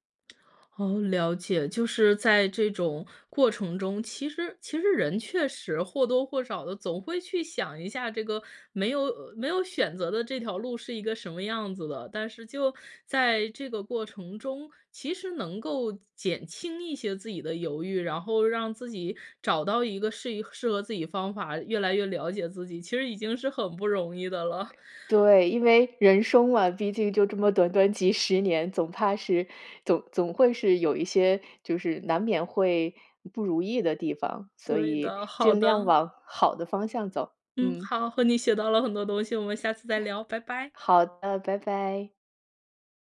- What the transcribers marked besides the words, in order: other noise; other background noise
- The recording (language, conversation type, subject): Chinese, podcast, 你有什么办法能帮自己更快下决心、不再犹豫吗？